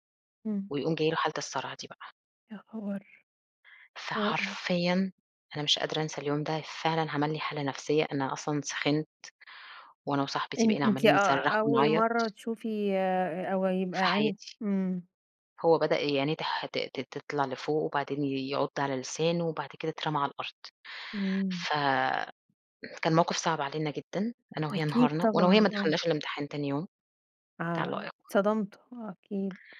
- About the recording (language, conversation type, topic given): Arabic, podcast, احكيلي عن هوايتك المفضلة وإزاي حبيتها؟
- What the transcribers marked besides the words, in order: unintelligible speech